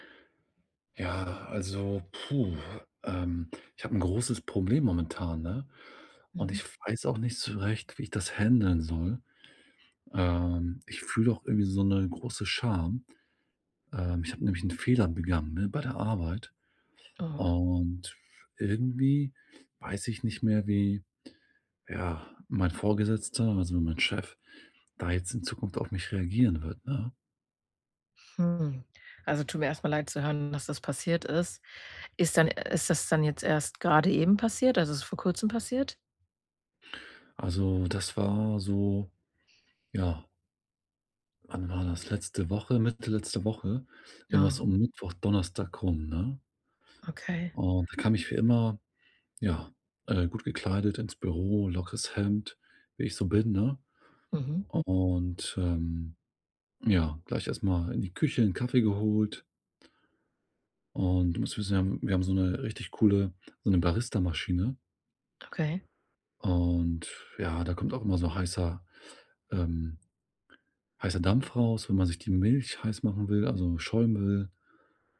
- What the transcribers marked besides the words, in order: drawn out: "Und"; other background noise; drawn out: "war so"
- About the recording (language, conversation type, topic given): German, advice, Wie gehst du mit Scham nach einem Fehler bei der Arbeit um?